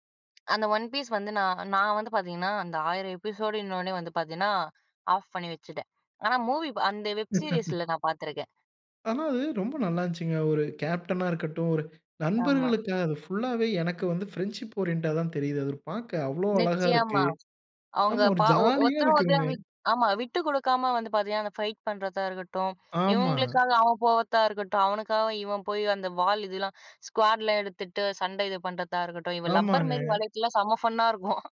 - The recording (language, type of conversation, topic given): Tamil, podcast, உங்கள் பிடித்த பொழுதுபோக்கைப் பற்றி சொல்ல முடியுமா?
- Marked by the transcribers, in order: in English: "ஒன் பீஸ்"; in English: "எபிசோடுன்னொனே"; in English: "மூவி"; other noise; laugh; in English: "வெப் சீரியஸ்ல"; in English: "கேப்டனா"; "நண்பர்களுக்குத்தேன்" said as "நண்பர்களுத்தேன்"; in English: "ஃபுல்லாவே"; in English: "ஃபிரண்ட்ஷிப் ஓரியன்ட்டா"; joyful: "ஆமா ஒரு ஜாலியா இருக்குங்க"; in English: "ஃபைட்"; in English: "ஸ்குவாட்ல"; in English: "ஃபன்னா"; laughing while speaking: "இருக்கும்"